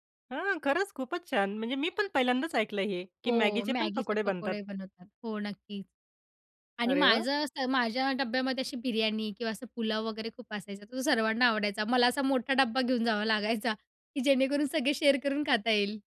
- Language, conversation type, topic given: Marathi, podcast, शाळेतली कोणती सामूहिक आठवण तुम्हाला आजही आठवते?
- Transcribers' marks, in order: in English: "शेअर"